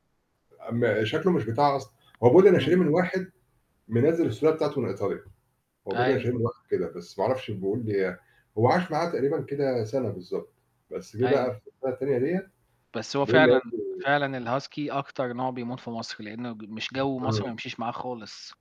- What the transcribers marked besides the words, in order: static; unintelligible speech
- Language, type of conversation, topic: Arabic, unstructured, هل إنت شايف إن تربية الحيوانات الأليفة بتساعد الواحد يتعلم المسؤولية؟